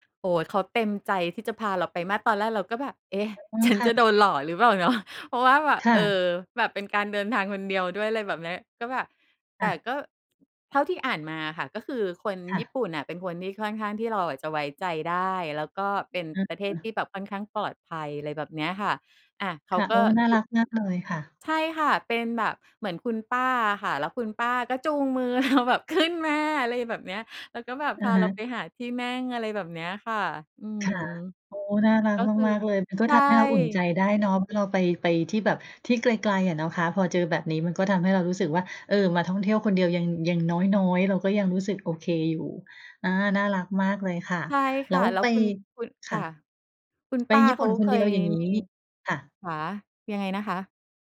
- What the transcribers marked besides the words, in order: other background noise; laughing while speaking: "ฉัน"; laughing while speaking: "เนาะ"; tapping; laughing while speaking: "ขึ้นมา"
- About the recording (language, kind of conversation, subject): Thai, podcast, คุณควรเริ่มวางแผนทริปเที่ยวคนเดียวยังไงก่อนออกเดินทางจริง?